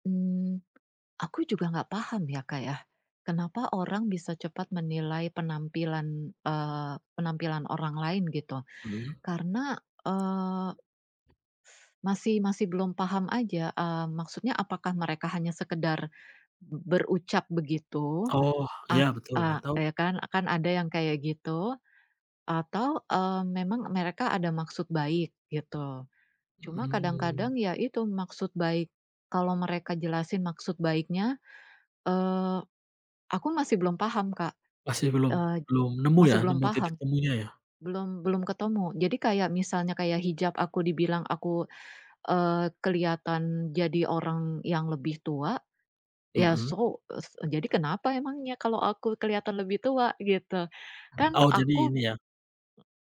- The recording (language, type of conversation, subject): Indonesian, unstructured, Apa yang kamu rasakan ketika orang menilai seseorang hanya dari penampilan?
- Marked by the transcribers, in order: tapping; other background noise; in English: "so"